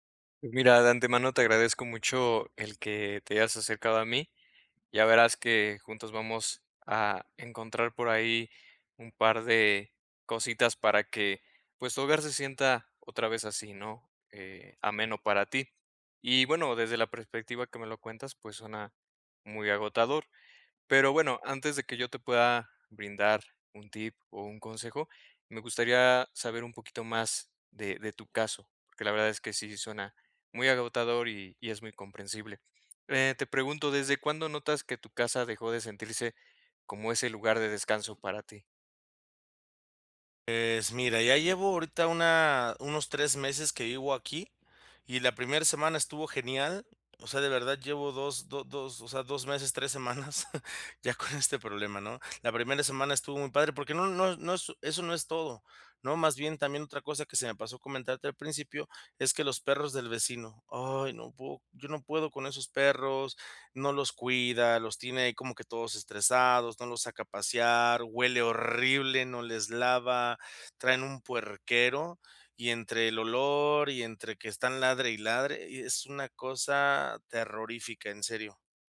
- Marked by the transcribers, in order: other background noise; tapping; laughing while speaking: "semanas ya con este"; "puedo" said as "po"
- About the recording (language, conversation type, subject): Spanish, advice, ¿Por qué no puedo relajarme cuando estoy en casa?